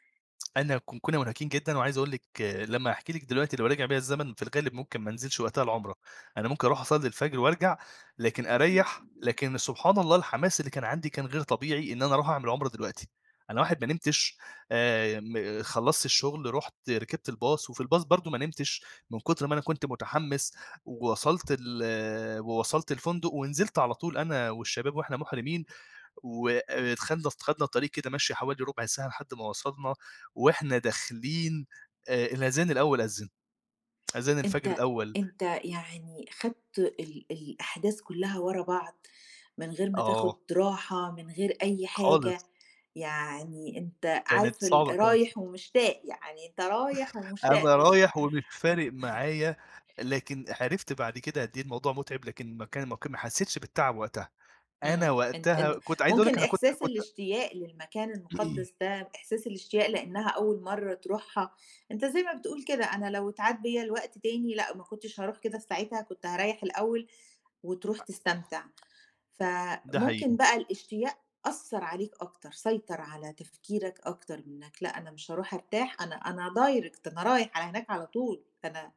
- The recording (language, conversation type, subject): Arabic, podcast, إزاي زيارة مكان مقدّس أثّرت على مشاعرك؟
- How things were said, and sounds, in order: tapping; other background noise; in English: "الباص"; in English: "الباص"; chuckle; throat clearing; in English: "direct"